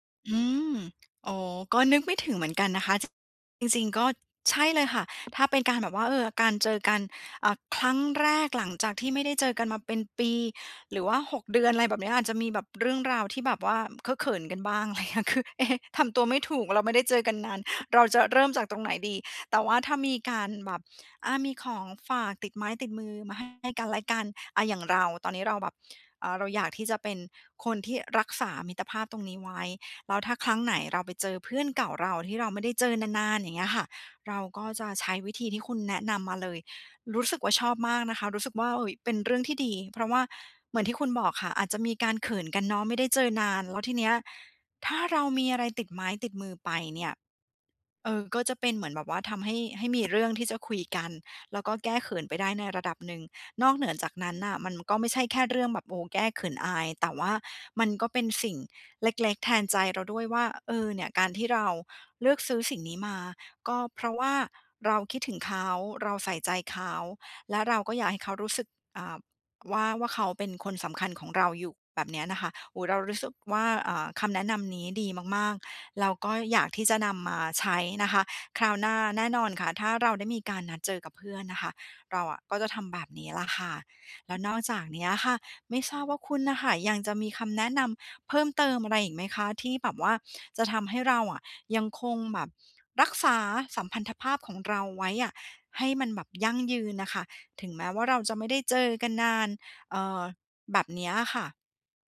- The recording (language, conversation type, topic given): Thai, advice, ทำอย่างไรให้รักษาและสร้างมิตรภาพให้ยืนยาวและแน่นแฟ้นขึ้น?
- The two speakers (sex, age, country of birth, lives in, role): female, 40-44, Thailand, Greece, user; male, 20-24, Thailand, Thailand, advisor
- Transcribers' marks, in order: laughing while speaking: "อะไรอย่างเงี้ย คือ เอ๊ะ"; tapping